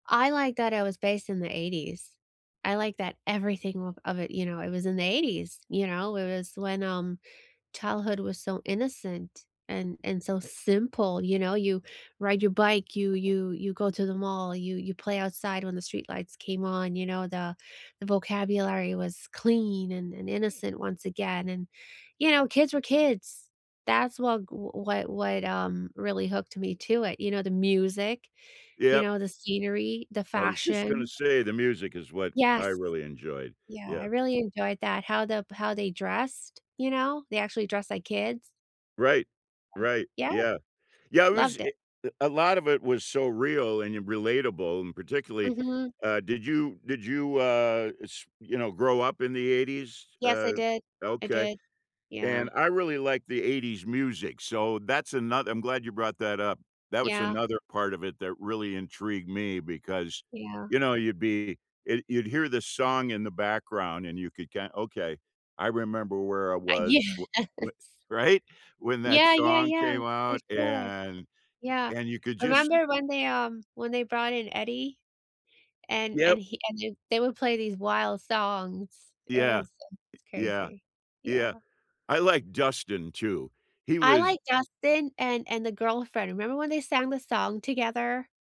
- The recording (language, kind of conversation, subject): English, unstructured, Which binge-worthy TV series hooked you from the first episode?
- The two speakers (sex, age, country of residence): female, 45-49, United States; male, 70-74, United States
- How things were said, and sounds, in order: other background noise; laughing while speaking: "yes"; tapping; laughing while speaking: "Right?"